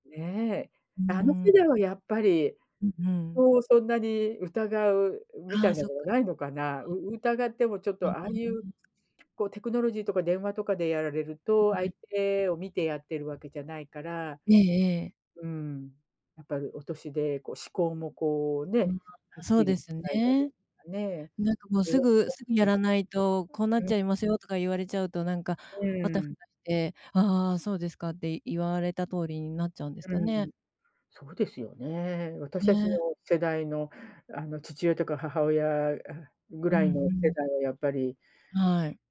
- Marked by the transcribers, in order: other background noise; unintelligible speech; unintelligible speech
- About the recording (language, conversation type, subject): Japanese, unstructured, テクノロジーの発達によって失われたものは何だと思いますか？
- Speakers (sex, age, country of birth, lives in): female, 55-59, Japan, Japan; female, 65-69, Japan, United States